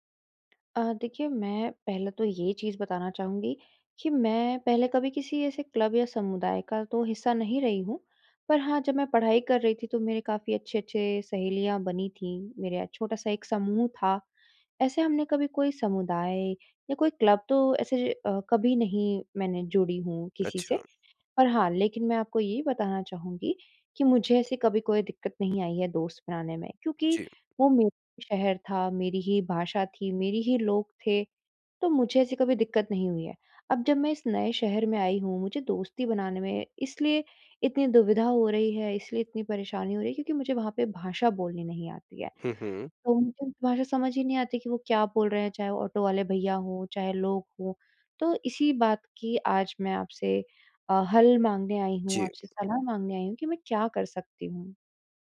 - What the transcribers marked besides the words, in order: in English: "क्लब"; in English: "क्लब"
- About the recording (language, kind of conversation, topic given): Hindi, advice, नए शहर में दोस्त कैसे बनाएँ और अपना सामाजिक दायरा कैसे बढ़ाएँ?